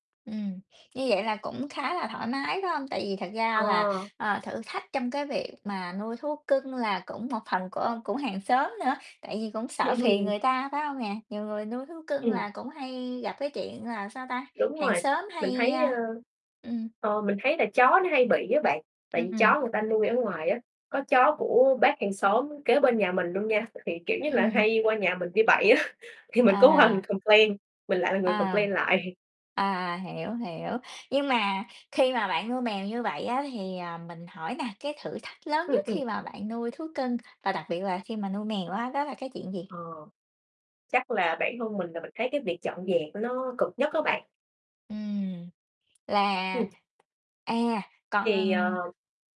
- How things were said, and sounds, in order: tapping; other background noise; laughing while speaking: "á"; in English: "complain"; in English: "complain"; laughing while speaking: "lại"
- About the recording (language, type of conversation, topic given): Vietnamese, podcast, Bạn có kinh nghiệm nuôi thú cưng nào muốn chia sẻ không?